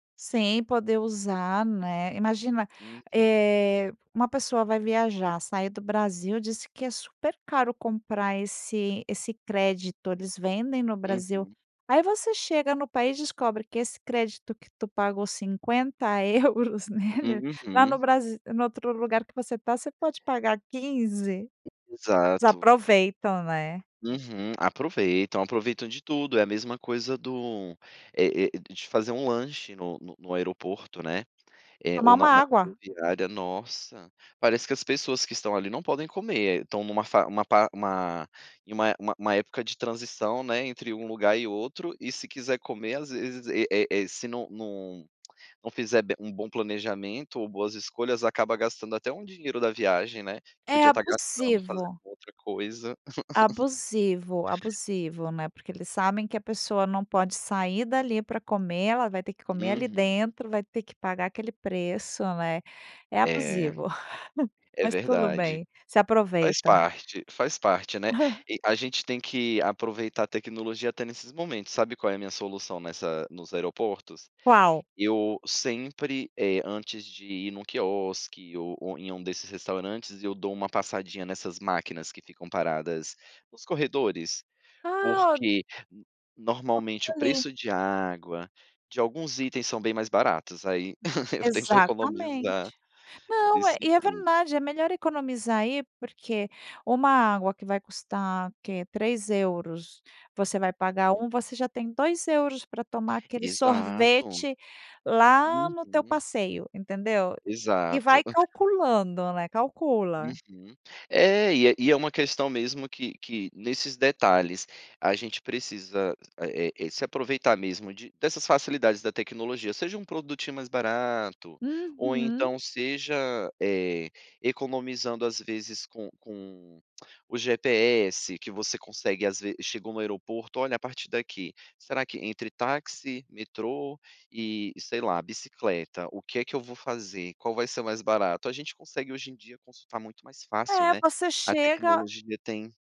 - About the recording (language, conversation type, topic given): Portuguese, podcast, Como você criou uma solução criativa usando tecnologia?
- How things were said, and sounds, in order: chuckle; other background noise; laugh; chuckle; chuckle; unintelligible speech; laugh